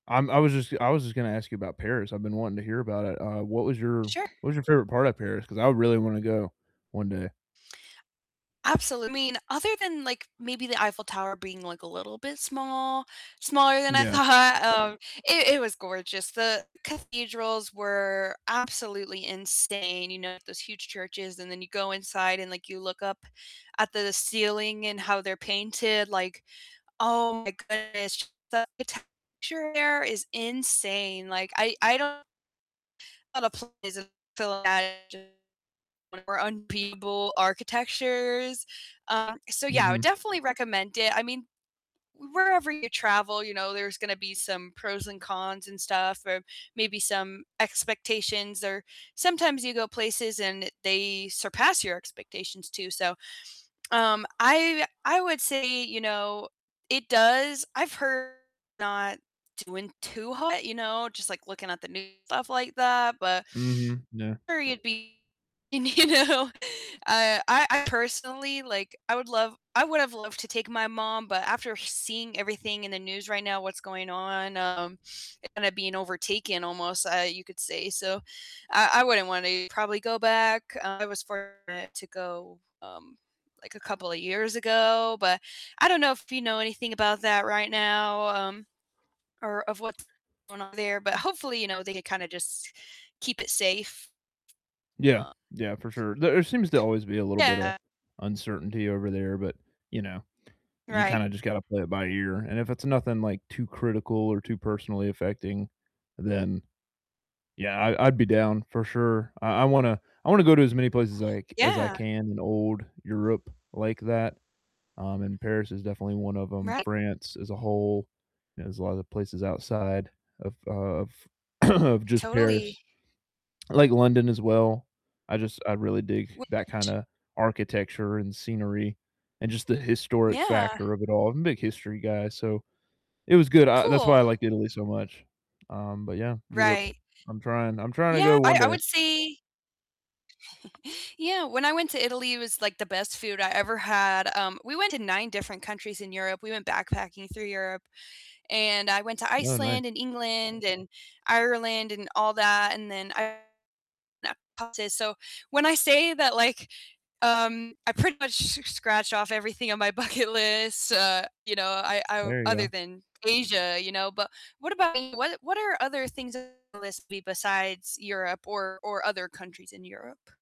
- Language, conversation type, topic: English, unstructured, What is your favorite travel memory with friends or family?
- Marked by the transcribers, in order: distorted speech; tapping; laughing while speaking: "I thought"; unintelligible speech; stressed: "surpass"; laughing while speaking: "y you know"; other background noise; unintelligible speech; static; throat clearing; chuckle; unintelligible speech; laughing while speaking: "my bucket list"